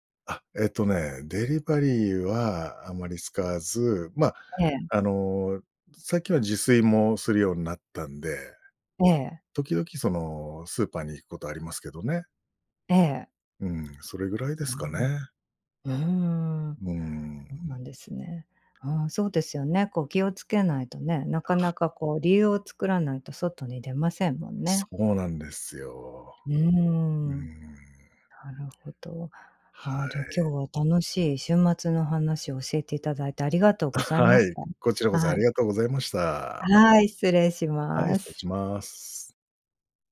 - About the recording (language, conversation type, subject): Japanese, podcast, 休みの日はどんな風にリセットしてる？
- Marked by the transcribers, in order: chuckle